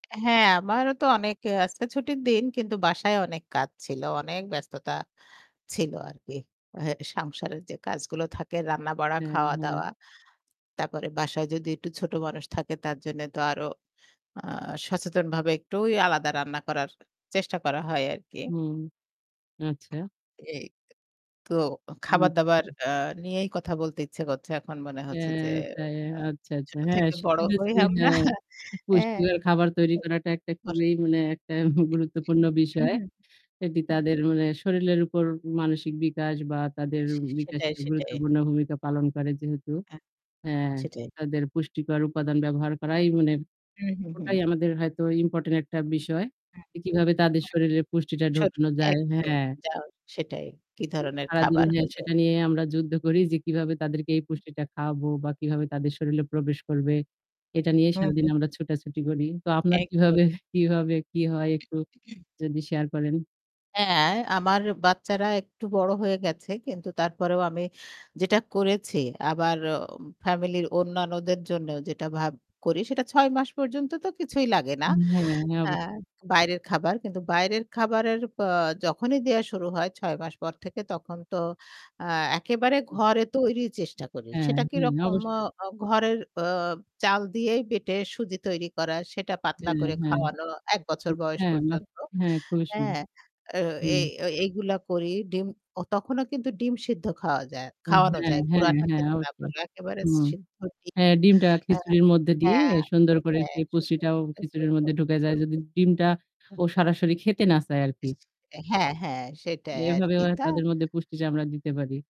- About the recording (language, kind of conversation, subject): Bengali, unstructured, শিশুদের জন্য পুষ্টিকর খাবার কীভাবে তৈরি করবেন?
- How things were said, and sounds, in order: other background noise; static; distorted speech; laughing while speaking: "আমরা"; tapping; chuckle; "শরীরের" said as "সরিলের"; "শরীরে" said as "সরিলে"; throat clearing; unintelligible speech